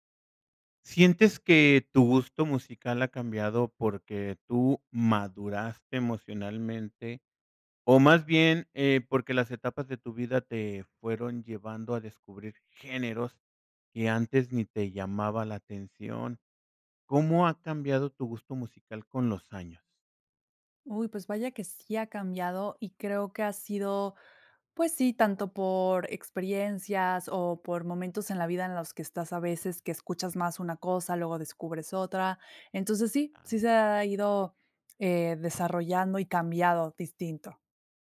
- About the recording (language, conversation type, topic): Spanish, podcast, ¿Cómo ha cambiado tu gusto musical con los años?
- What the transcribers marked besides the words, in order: none